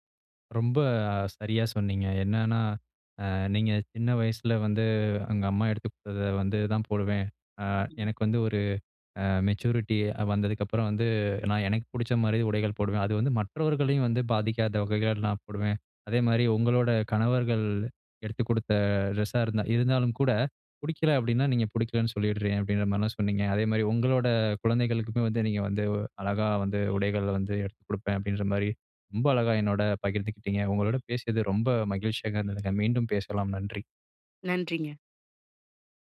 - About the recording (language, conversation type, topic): Tamil, podcast, உடைகள் உங்கள் மனநிலையை எப்படி மாற்றுகின்றன?
- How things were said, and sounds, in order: in English: "மெச்சூரிட்டி"; other background noise; horn